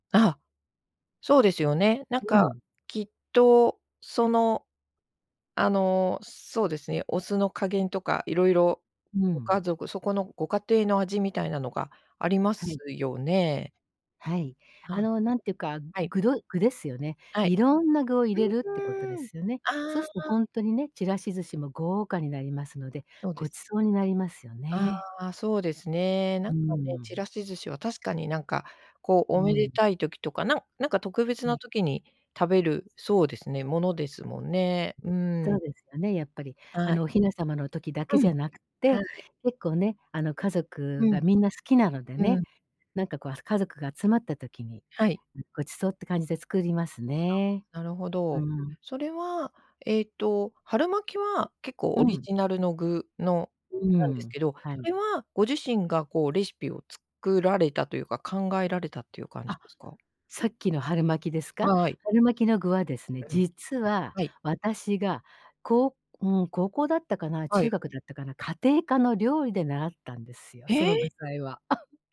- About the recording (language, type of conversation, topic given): Japanese, podcast, 家族の味は、あなたの食の好みや暮らし方にどのような影響を与えましたか？
- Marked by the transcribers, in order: "すると" said as "しっと"; tapping; laugh